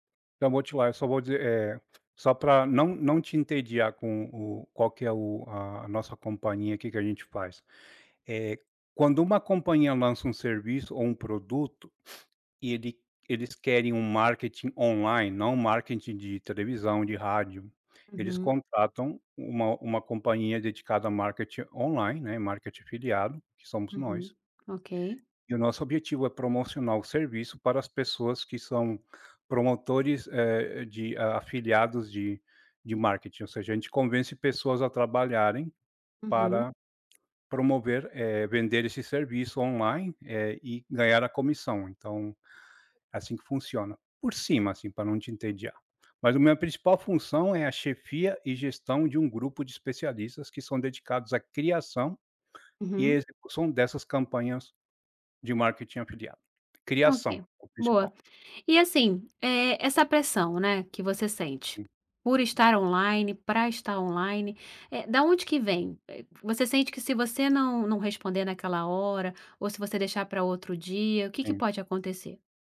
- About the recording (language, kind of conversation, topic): Portuguese, podcast, Você sente pressão para estar sempre disponível online e como lida com isso?
- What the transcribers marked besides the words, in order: tapping; sniff